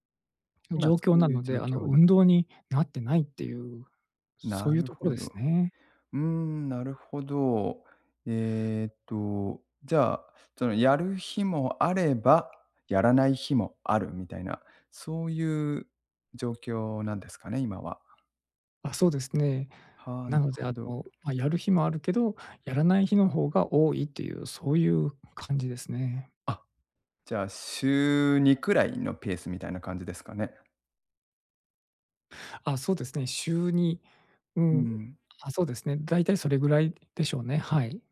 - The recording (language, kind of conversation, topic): Japanese, advice, 運動を続けられず気持ちが沈む
- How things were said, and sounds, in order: none